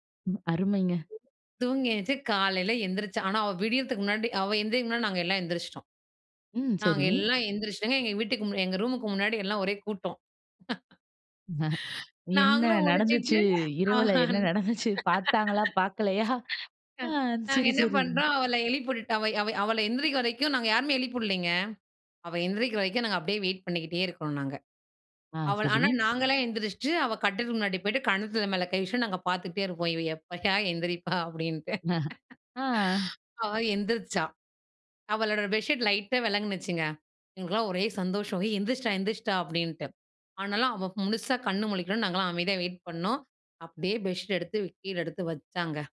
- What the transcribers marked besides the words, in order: tapping; laughing while speaking: "என்ன நடந்துச்சு? இரவுல என்ன நடந்துச்சு? பாத்தாங்களா, பாக்கலையா? அ. சரி, சரி"; other noise; laughing while speaking: "நாங்களும் முழிச்சுட்டு, ஆ. நாங்க என்ன பண்றோம், அவள எழுப்பி விட்டுட்டு"; laughing while speaking: "இவ எப்பயா எந்திரிப்பா அப்டின்டு"; chuckle
- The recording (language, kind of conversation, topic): Tamil, podcast, நீங்கள் இரவு வானில் நட்சத்திரங்களைப் பார்த்த அனுபவத்தைப் பற்றி பகிர முடியுமா?